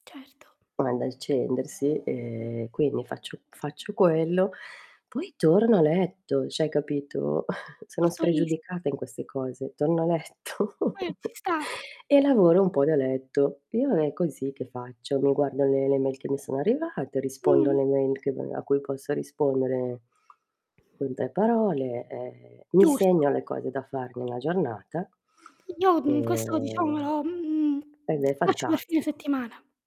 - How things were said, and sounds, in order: unintelligible speech; background speech; drawn out: "e"; chuckle; laughing while speaking: "a letto"; distorted speech; chuckle; tapping; other background noise; drawn out: "e"
- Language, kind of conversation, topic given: Italian, unstructured, Come inizia di solito la tua giornata?